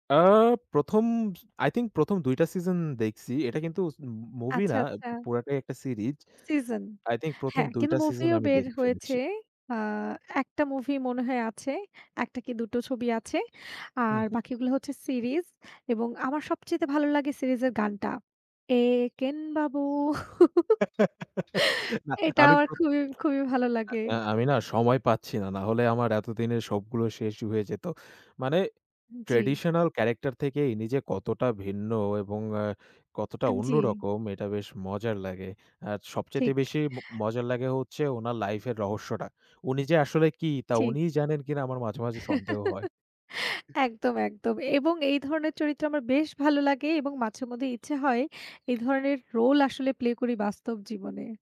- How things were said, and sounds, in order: in English: "আই থিংক"; in English: "আই থিংক"; put-on voice: "একেন বাবু"; laugh; laughing while speaking: "এটা আমার খুবই খুবই ভালো লাগে"; in English: "ট্র্যাডিশনাল ক্যারেক্টার"; laugh
- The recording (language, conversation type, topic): Bengali, unstructured, তোমার জীবনের সবচেয়ে মজার সিনেমা দেখার মুহূর্তটা কী ছিল?